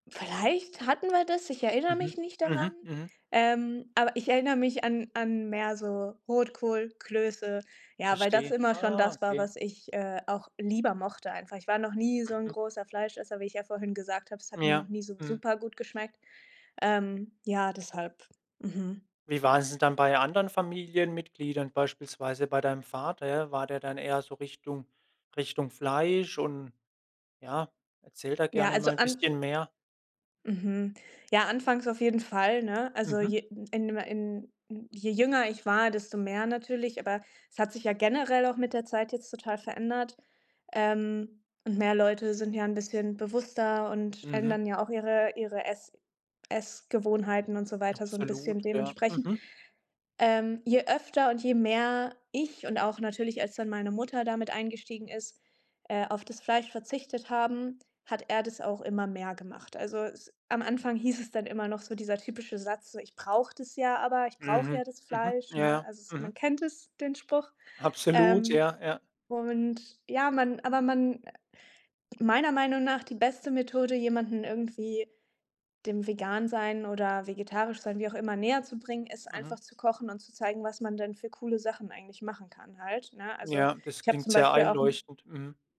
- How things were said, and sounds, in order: other noise; stressed: "ich"
- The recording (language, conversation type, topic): German, podcast, Welche Sonntagsgerichte gab es bei euch früher?
- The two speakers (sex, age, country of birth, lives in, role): female, 25-29, Germany, Germany, guest; male, 25-29, Germany, Germany, host